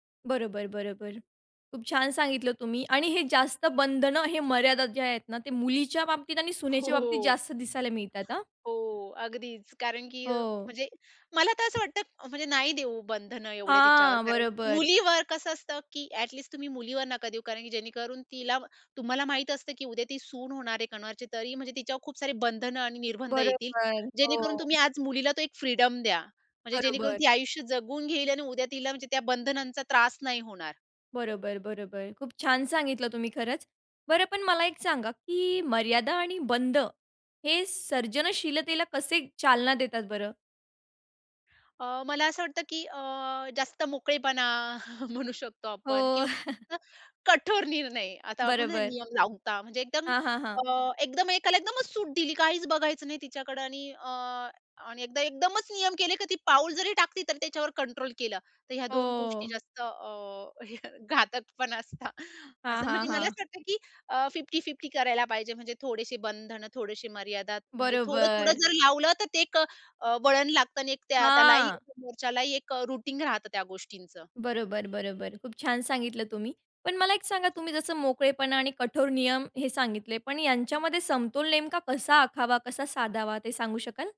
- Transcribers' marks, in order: laughing while speaking: "हो"; other background noise; chuckle; chuckle; chuckle; laughing while speaking: "घातक पण असतात"; in English: "फिफ्टी फिफ्टी"; in English: "रुटीग"
- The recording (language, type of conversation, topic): Marathi, podcast, मर्यादा आणि बंध तुम्हाला कसे प्रेरित करतात?